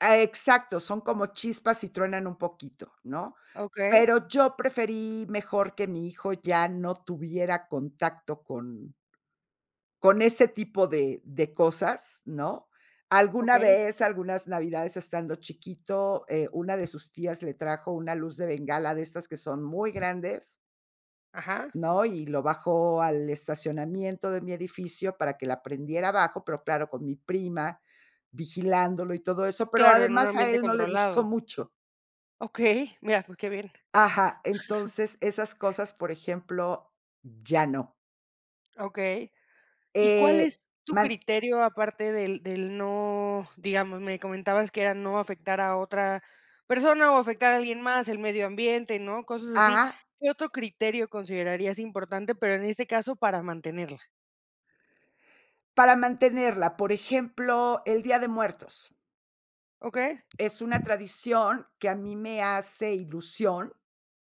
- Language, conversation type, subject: Spanish, podcast, ¿Cómo decides qué tradiciones seguir o dejar atrás?
- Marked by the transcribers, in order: tapping; other background noise